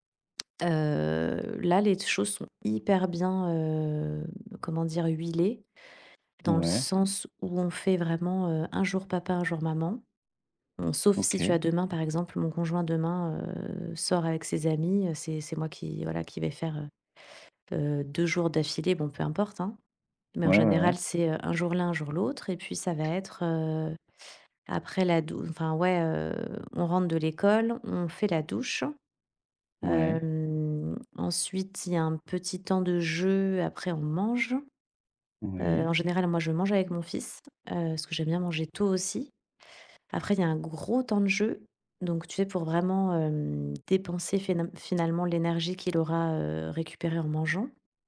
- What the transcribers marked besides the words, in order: stressed: "hyper"; tapping; stressed: "gros"
- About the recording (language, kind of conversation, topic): French, podcast, Comment se déroule le coucher des enfants chez vous ?